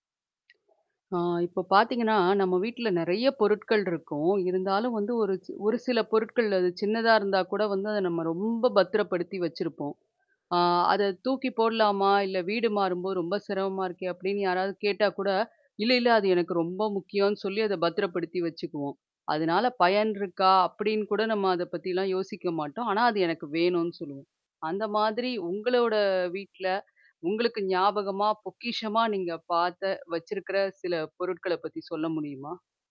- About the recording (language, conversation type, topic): Tamil, podcast, வீட்டில் உள்ள சின்னச் சின்ன பொருள்கள் உங்கள் நினைவுகளை எப்படிப் பேணிக்காக்கின்றன?
- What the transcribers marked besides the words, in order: other background noise